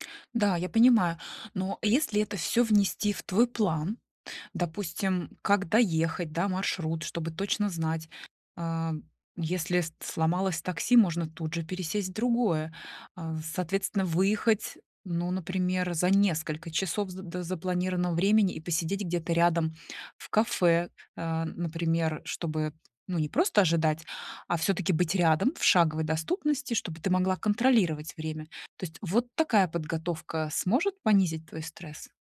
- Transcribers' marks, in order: none
- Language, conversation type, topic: Russian, advice, Как мне уменьшить тревогу и стресс перед предстоящей поездкой?